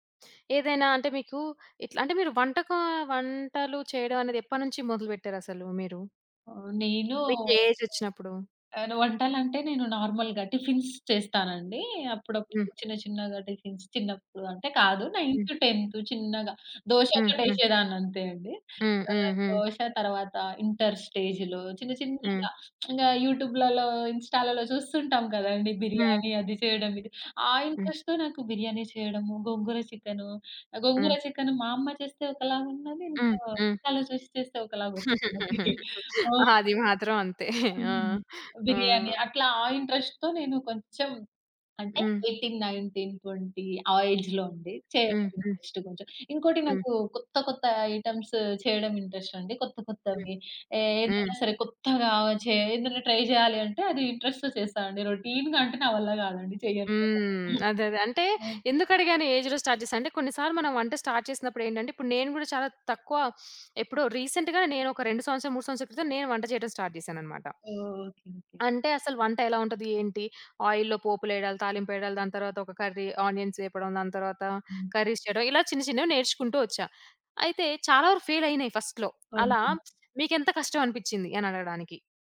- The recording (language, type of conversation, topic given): Telugu, podcast, పొట్లక్ పార్టీలో మీరు ఎలాంటి వంటకాలు తీసుకెళ్తారు, ఎందుకు?
- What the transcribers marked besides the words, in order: tapping; in English: "నార్మల్‌గా టిఫిన్స్"; other background noise; in English: "టిఫిన్స్"; lip smack; in English: "ఇంట్రస్ట్‌తో"; in English: "ఇన్‌స్టాలో"; giggle; in English: "ఇంట్రస్ట్‌తో"; in English: "ఎయిటీన్, నైన్టీన్, ట్వొంటీ"; in English: "ఏజ్‌లో"; in English: "ఇంట్రస్ట్"; in English: "ఐటెమ్స్"; background speech; in English: "ట్రై"; in English: "ఇంట్రస్ట్‌తో"; in English: "రొటీన్‌గా"; unintelligible speech; in English: "ఏజ్‌లో స్టార్ట్"; in English: "స్టార్ట్"; sniff; in English: "రీసెంట్‌గానే"; in English: "స్టార్ట్"; in English: "ఆయిల్‌లో"; in English: "కర్రీ"; in English: "కర్రీస్"; in English: "ఫస్ట్‌లో"